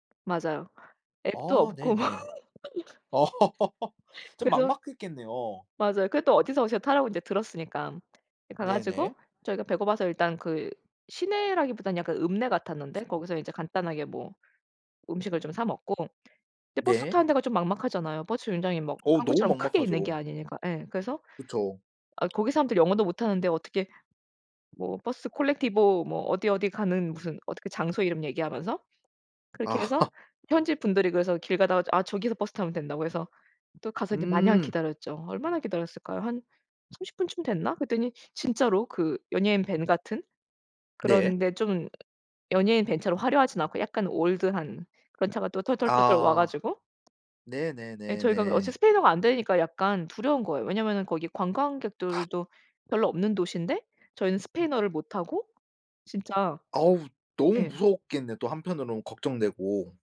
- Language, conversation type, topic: Korean, podcast, 관광지에서 우연히 만난 사람이 알려준 숨은 명소가 있나요?
- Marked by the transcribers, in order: tapping; laugh; laughing while speaking: "아 하"; other background noise